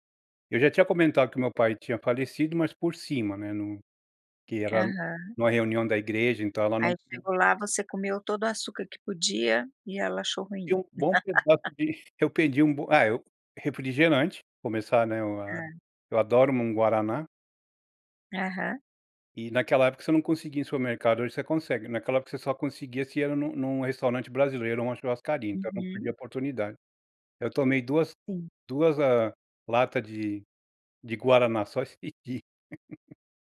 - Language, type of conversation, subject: Portuguese, podcast, Qual pequena mudança teve grande impacto na sua saúde?
- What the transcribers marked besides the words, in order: unintelligible speech; laugh; laughing while speaking: "esse dia"; chuckle